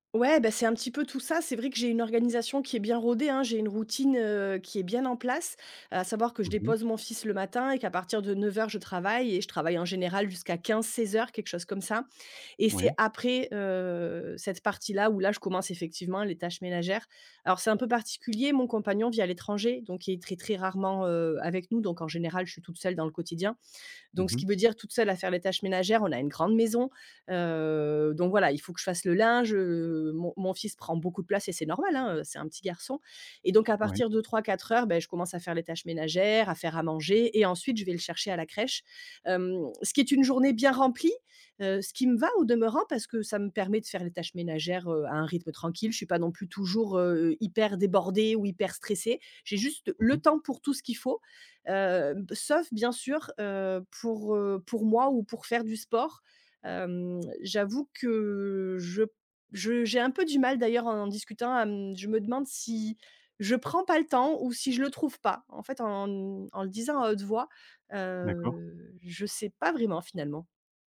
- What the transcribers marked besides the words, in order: none
- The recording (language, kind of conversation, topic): French, advice, Comment faire pour trouver du temps pour moi et pour mes loisirs ?